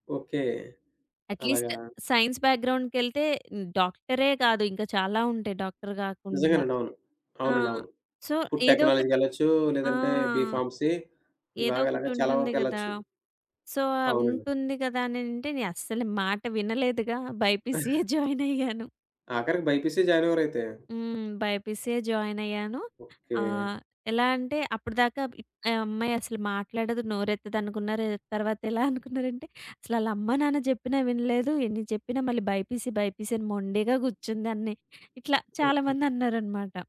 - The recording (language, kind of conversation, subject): Telugu, podcast, మీ పనిపై మీరు గర్వపడేలా చేసిన ఒక సందర్భాన్ని చెప్పగలరా?
- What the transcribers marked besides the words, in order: in English: "అట్‌లీస్ట్ సైన్స్ బ్యాక్‌గ్రౌండ్‌కెళ్తే"; in English: "డాక్టర్"; in English: "ఫుడ్ టెక్నాలజీ‌కెళ్ళొచ్చు"; in English: "సో"; in English: "బి ఫార్మసీ"; in English: "సో"; laughing while speaking: "బైపీసియ్యే జాయినయ్యాను"; chuckle; in English: "బైపీసీ"; in English: "బైపీసీ బైపీసీ"